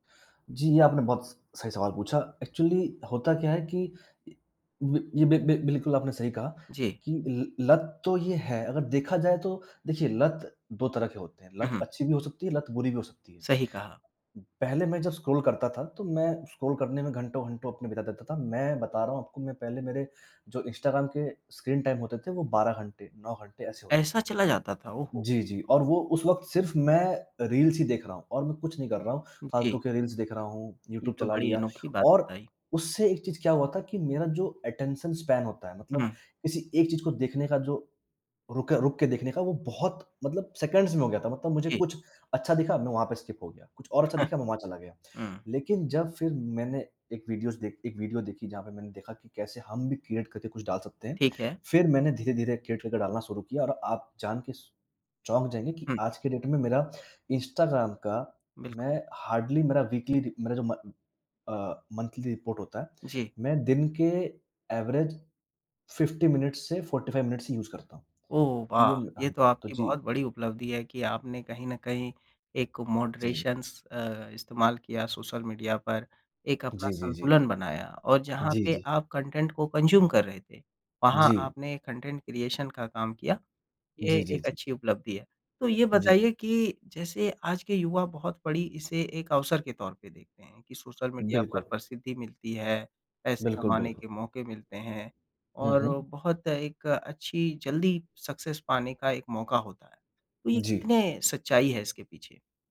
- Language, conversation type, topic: Hindi, podcast, आप सोशल मीडिया पर बातचीत कैसे करते हैं?
- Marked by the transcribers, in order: in English: "एक्चुअली"; in English: "टाइम"; in English: "रील्स"; in English: "अटेंशन स्पैन"; in English: "स्किप"; tapping; chuckle; in English: "क्रीऐट"; in English: "क्रीऐट"; in English: "डेट"; in English: "हार्डली"; in English: "वीकली"; in English: "मंथली रिपोर्ट"; in English: "एवरेज फिफ्टी मिनट्स"; in English: "फोर्टी-फाइव मिनट्स"; in English: "यूज़"; in English: "मॉडरेशन्स"; in English: "कंटेंट"; in English: "कंज़्यूम"; in English: "कंटेंट क्रिएशन"; in English: "सक्सेस"